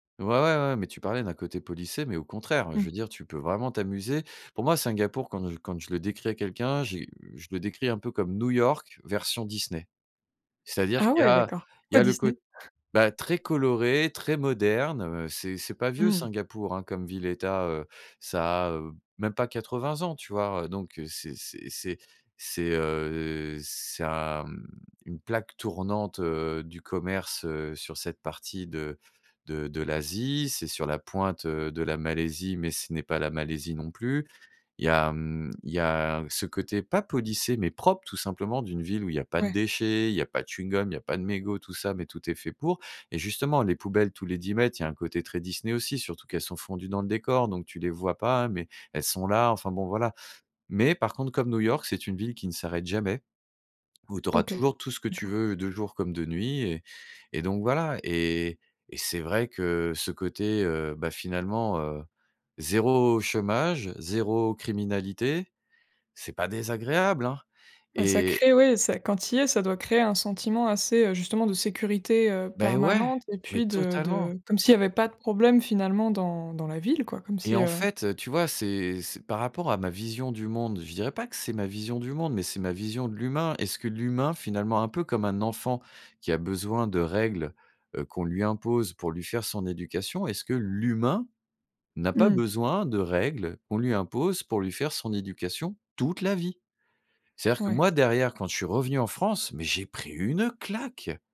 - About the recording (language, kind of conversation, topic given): French, podcast, Quel voyage a bouleversé ta vision du monde ?
- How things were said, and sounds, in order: drawn out: "heu"; stressed: "propre"; stressed: "l'humain"; stressed: "toute"